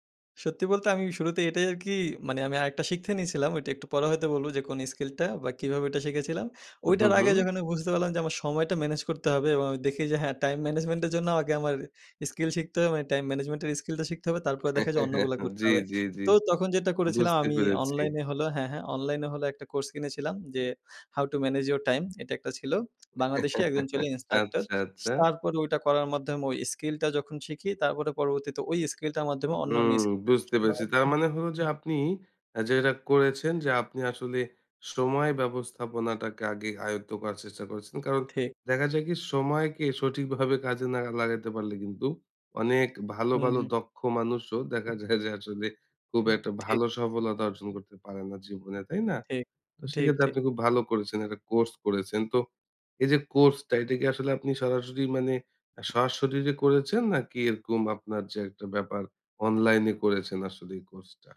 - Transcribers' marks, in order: in English: "time management"; "স্কিল" said as "ইস্কিল"; in English: "time management"; chuckle; in English: "How to manage your time?"; chuckle; lip smack; other background noise; in English: "instructor"; tapping
- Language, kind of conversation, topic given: Bengali, podcast, নতুন দক্ষতা শেখা কীভাবে কাজকে আরও আনন্দদায়ক করে তোলে?